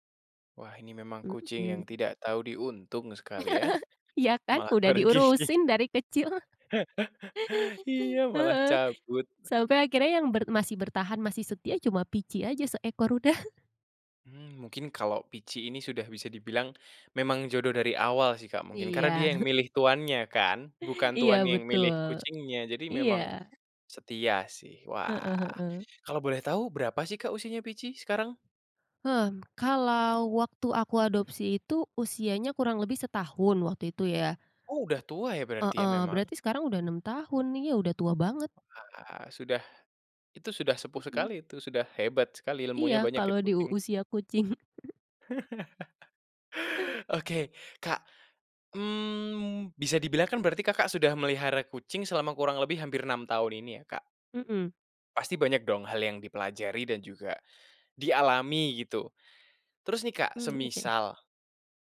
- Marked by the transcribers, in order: laugh; laughing while speaking: "pergi"; laughing while speaking: "kecil"; laugh; tapping; chuckle; chuckle; other background noise; chuckle
- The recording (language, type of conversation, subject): Indonesian, podcast, Apa kenangan terbaikmu saat memelihara hewan peliharaan pertamamu?